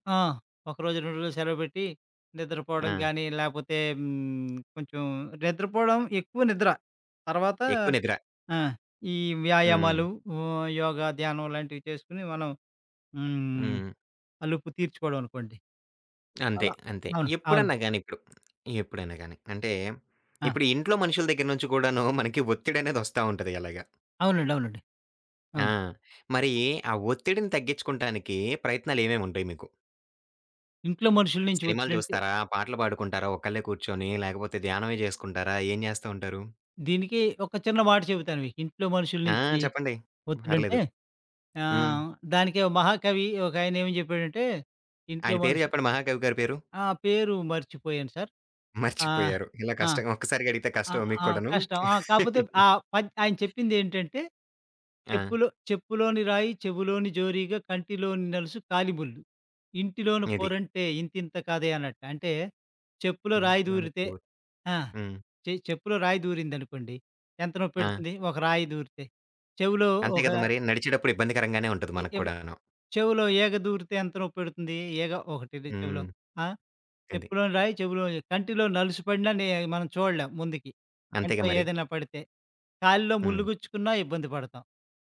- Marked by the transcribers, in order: other background noise; tapping; laugh
- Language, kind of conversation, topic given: Telugu, podcast, ఒక కష్టమైన రోజు తర్వాత నువ్వు రిలాక్స్ అవడానికి ఏం చేస్తావు?